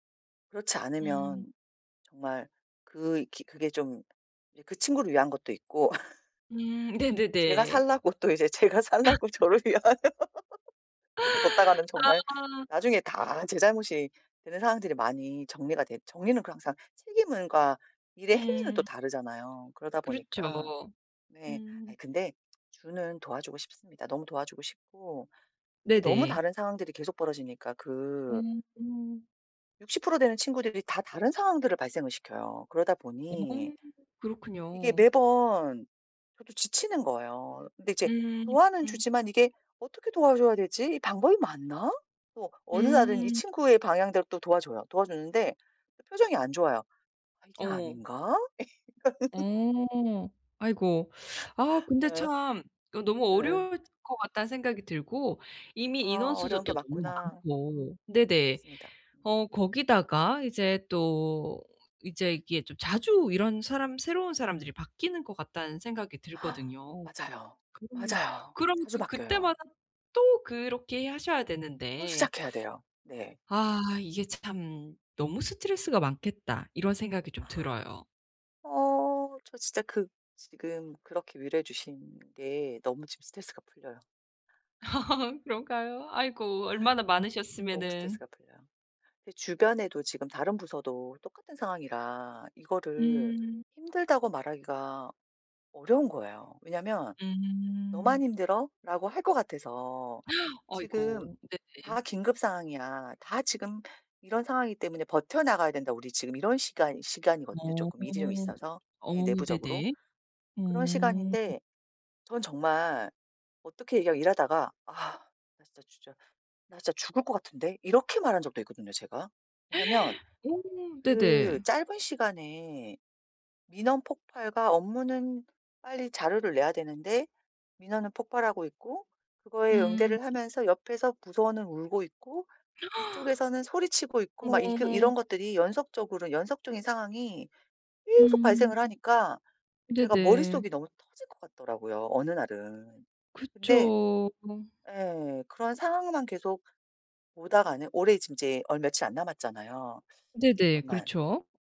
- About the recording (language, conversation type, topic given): Korean, advice, 불확실한 상황에 있는 사람을 어떻게 도와줄 수 있을까요?
- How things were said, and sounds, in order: other background noise; laugh; laughing while speaking: "또 이제 제가 살라고 저를 위한"; laugh; tapping; laugh; teeth sucking; gasp; teeth sucking; gasp; laugh; gasp; gasp; gasp